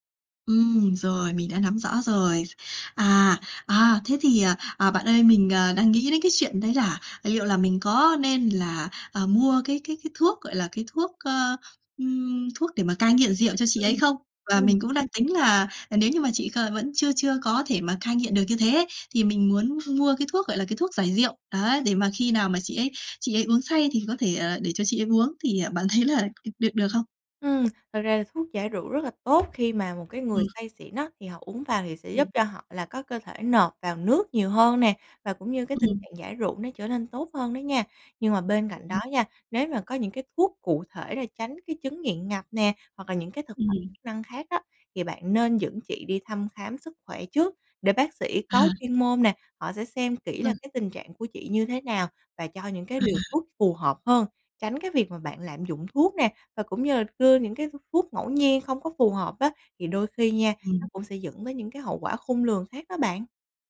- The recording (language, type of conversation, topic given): Vietnamese, advice, Bạn đang cảm thấy căng thẳng như thế nào khi có người thân nghiện rượu hoặc chất kích thích?
- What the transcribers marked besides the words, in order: tapping; other background noise; laughing while speaking: "thấy"